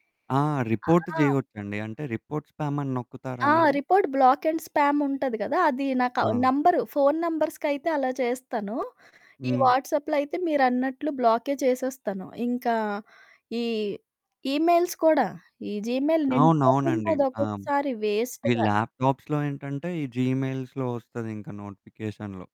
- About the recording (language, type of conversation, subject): Telugu, podcast, మీ దృష్టి నిలకడగా ఉండేందుకు మీరు నోటిఫికేషన్లను ఎలా నియంత్రిస్తారు?
- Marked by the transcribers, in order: in English: "రిపోర్ట్"; distorted speech; in English: "రిపోర్ట్ స్పామ్"; tapping; in English: "రిపోర్ట్ బ్లాక్ అండ్ స్పామ్"; in English: "వాట్సాప్‌లో"; in English: "ఈమెయిల్స్"; in English: "జీమెయిల్"; in English: "ల్యాప్‌టాప్స్‌లో"; in English: "వేస్ట్‌గా"; in English: "జీమెయిల్స్‌లో"; in English: "నోటిఫికేషన్‌లో"